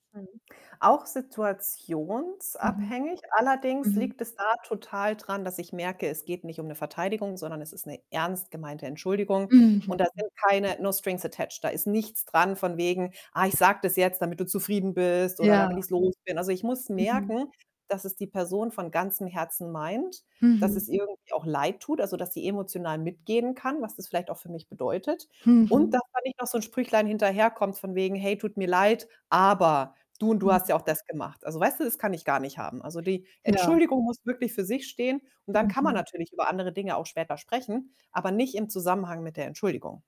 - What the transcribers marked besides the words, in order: static; other background noise; in English: "no strings attached"; distorted speech; tapping; stressed: "aber"
- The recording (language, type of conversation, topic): German, podcast, Wie würdest du dich entschuldigen, wenn du im Unrecht warst?